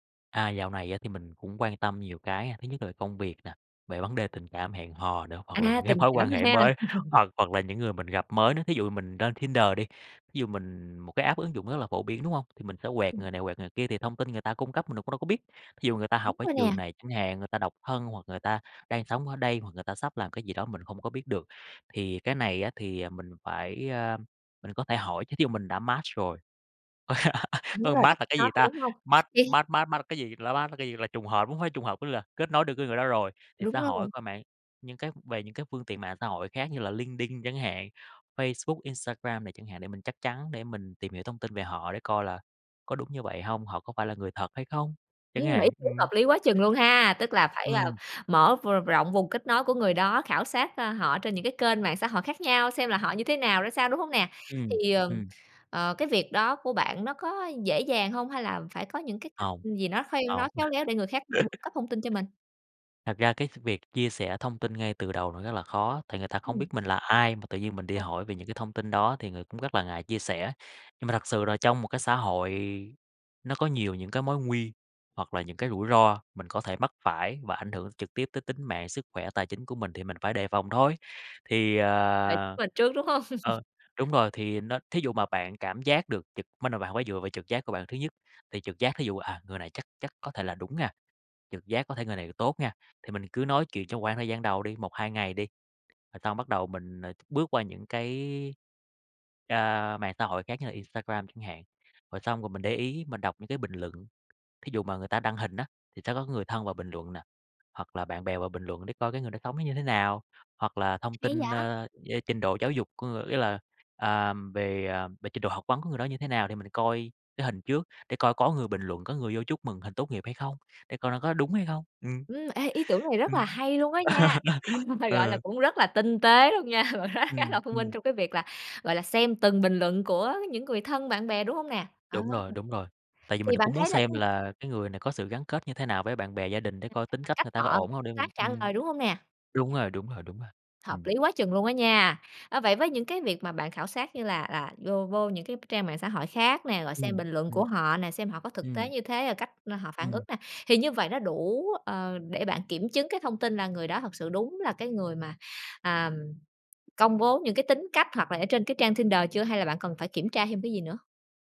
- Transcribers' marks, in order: laugh; in English: "app"; in English: "match"; laugh; in English: "match"; unintelligible speech; in English: "match match match match"; in English: "Match"; unintelligible speech; laugh; other background noise; unintelligible speech; laugh; tapping; laugh; laughing while speaking: "bạn nói khá là thông minh"
- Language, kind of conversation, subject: Vietnamese, podcast, Bạn có mẹo kiểm chứng thông tin đơn giản không?